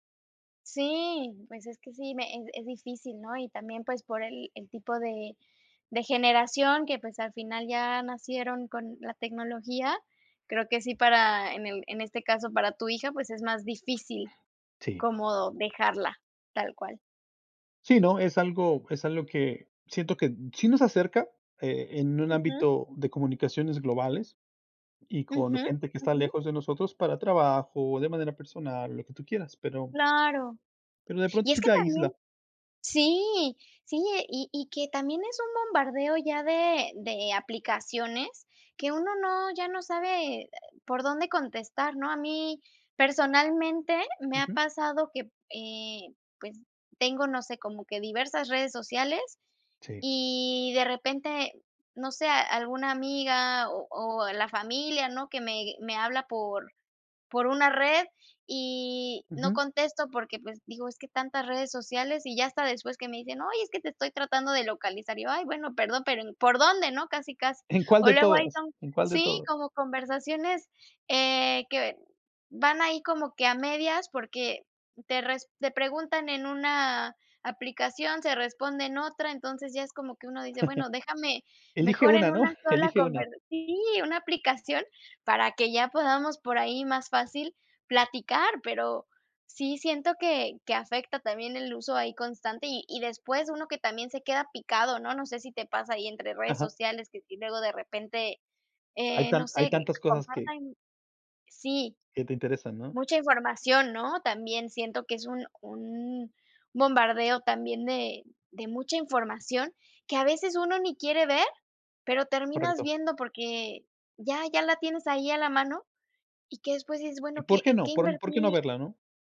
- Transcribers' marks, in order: tapping; laughing while speaking: "¿En cuál de"; chuckle
- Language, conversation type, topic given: Spanish, unstructured, ¿Cómo crees que la tecnología ha cambiado nuestra forma de comunicarnos?